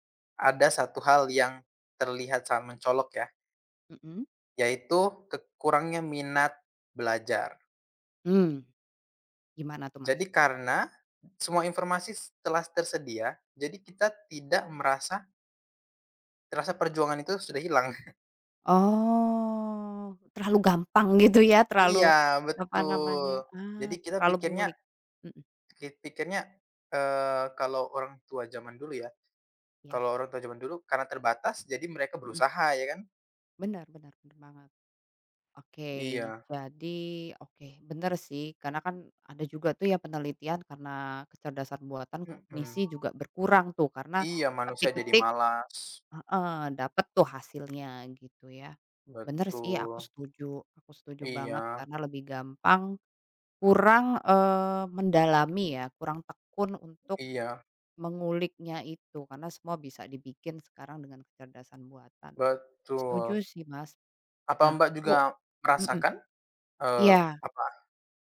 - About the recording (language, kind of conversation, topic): Indonesian, unstructured, Bagaimana teknologi memengaruhi cara kita belajar saat ini?
- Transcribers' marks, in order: tapping; chuckle; other background noise; background speech